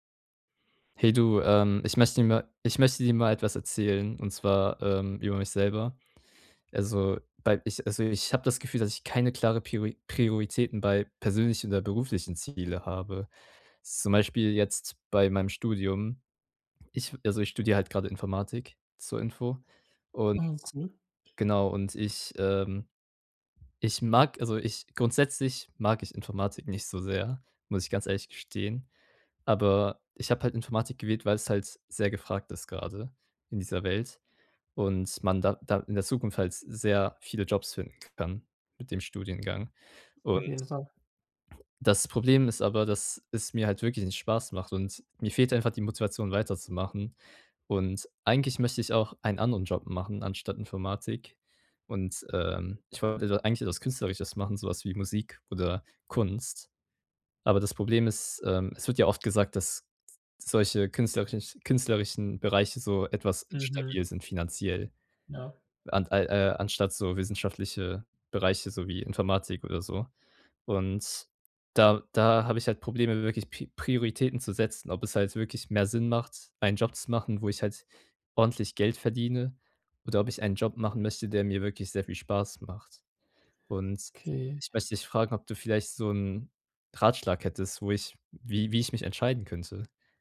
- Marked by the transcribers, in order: none
- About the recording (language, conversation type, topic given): German, advice, Wie kann ich klare Prioritäten zwischen meinen persönlichen und beruflichen Zielen setzen?